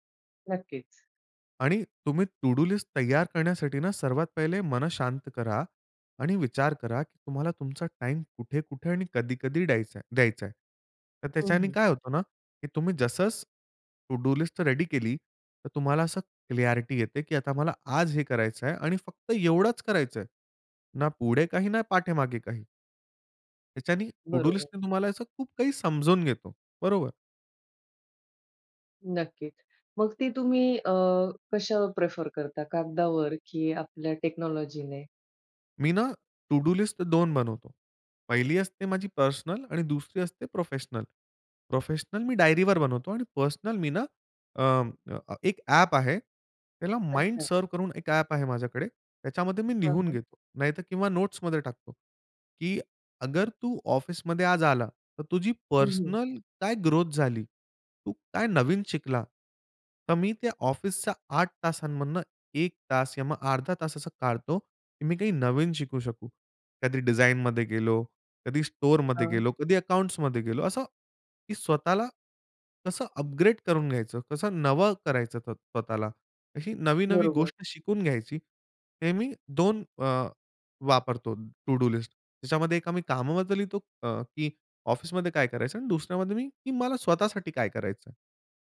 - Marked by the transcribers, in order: in English: "टू डू लिस्ट"; in English: "टू डू लिस्ट रेडी"; in English: "क्लिअरिटी"; in English: "टू डू लिस्टनी"; in English: "टेक्नॉलॉजीने?"; in English: "टू डू लिस्ट"; in English: "नोट्समध्ये"; in English: "अपग्रेड"; in English: "टू डू लिस्ट"
- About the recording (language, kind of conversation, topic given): Marathi, podcast, तुम्ही तुमची कामांची यादी व्यवस्थापित करताना कोणते नियम पाळता?